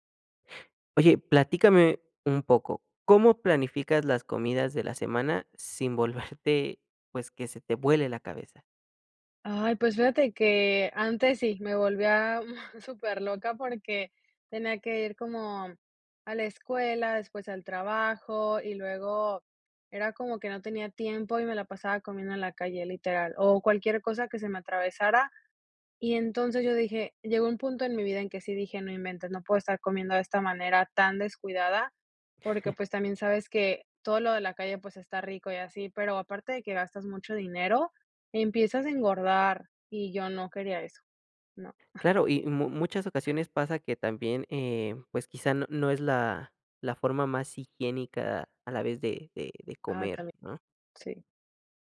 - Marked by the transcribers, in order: laughing while speaking: "volverte"; giggle; giggle; giggle
- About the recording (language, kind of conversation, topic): Spanish, podcast, ¿Cómo planificas las comidas de la semana sin volverte loco?